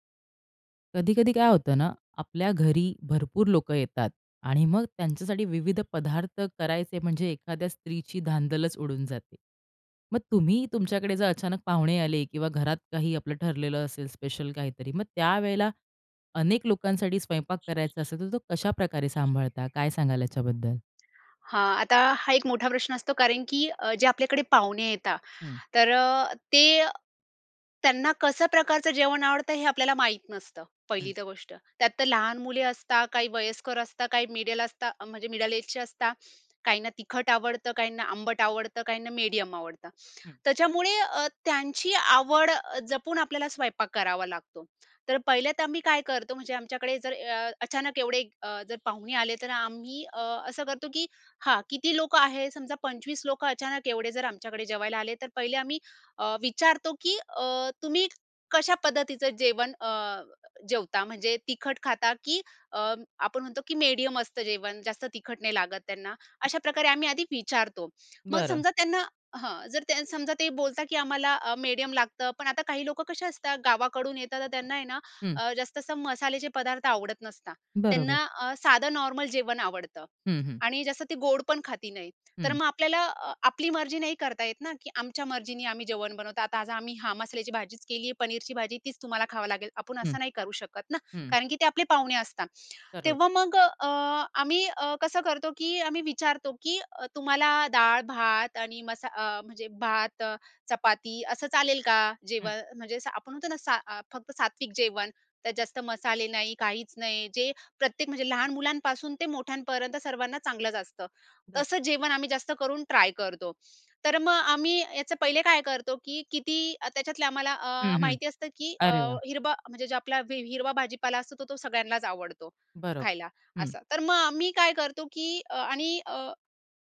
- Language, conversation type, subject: Marathi, podcast, एकाच वेळी अनेक लोकांसाठी स्वयंपाक कसा सांभाळता?
- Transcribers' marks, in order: other background noise; in English: "एजचे"; in English: "नॉर्मल"; "खात" said as "खाती"